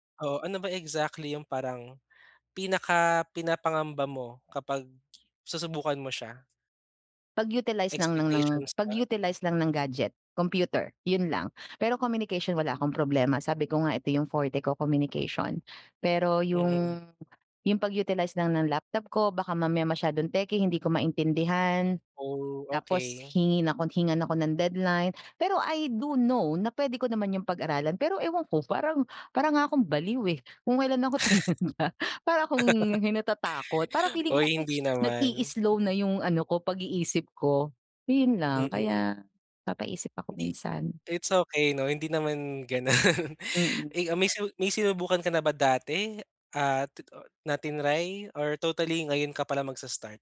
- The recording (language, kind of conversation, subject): Filipino, advice, Paano ko haharapin ang takot na subukan ang bagong gawain?
- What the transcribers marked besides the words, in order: tapping; other background noise; in English: "techy"; laugh; laughing while speaking: "tumanda"; laughing while speaking: "ganun"